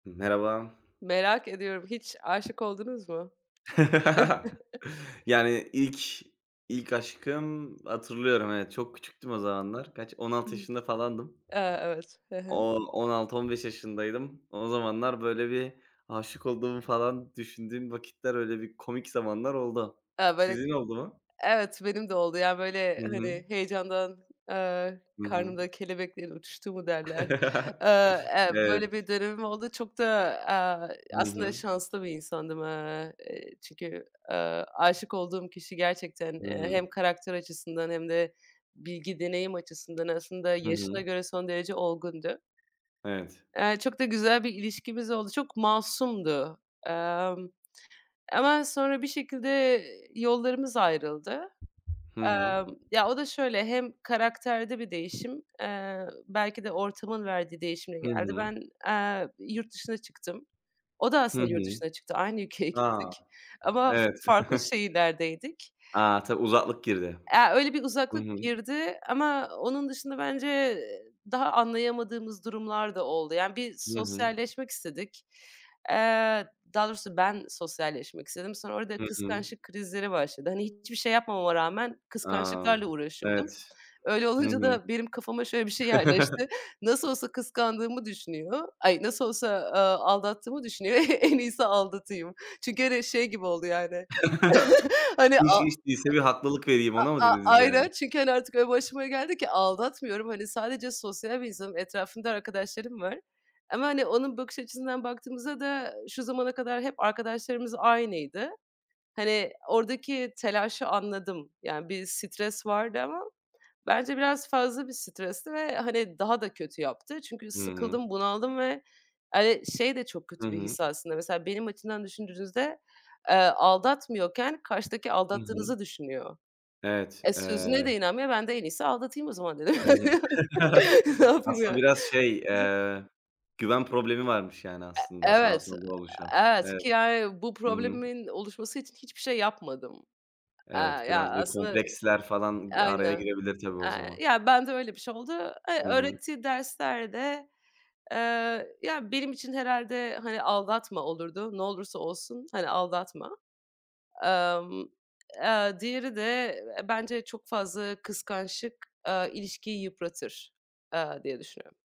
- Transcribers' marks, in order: other background noise; laugh; chuckle; unintelligible speech; tapping; chuckle; unintelligible speech; giggle; chuckle; chuckle; laugh; chuckle; chuckle; laugh
- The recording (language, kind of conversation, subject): Turkish, unstructured, İlk aşk deneyiminiz, sonraki ilişkilerinizi nasıl şekillendirdi?